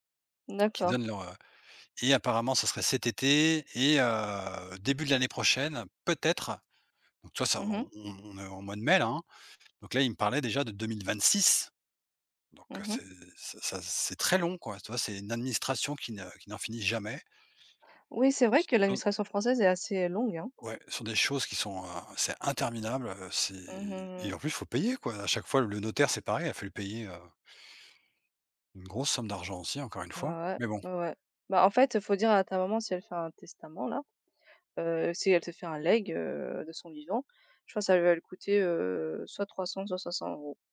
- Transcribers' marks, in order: drawn out: "heu"; stressed: "deux mille vingt-six"; unintelligible speech; stressed: "leg"
- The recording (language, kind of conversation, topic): French, unstructured, Comment réagis-tu face à une dépense imprévue ?